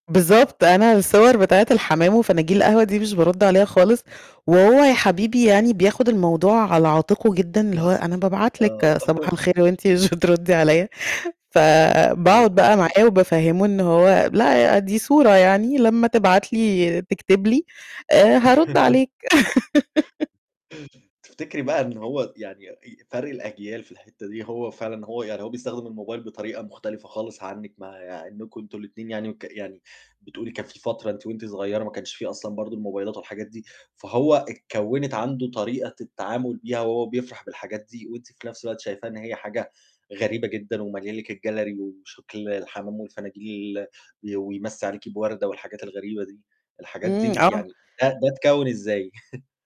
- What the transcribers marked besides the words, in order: unintelligible speech; unintelligible speech; chuckle; laughing while speaking: "مش بتردّي"; other noise; chuckle; laugh; in English: "الgallery"; chuckle
- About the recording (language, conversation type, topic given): Arabic, podcast, بتحس إن الموبايل بيأثر على علاقاتك إزاي؟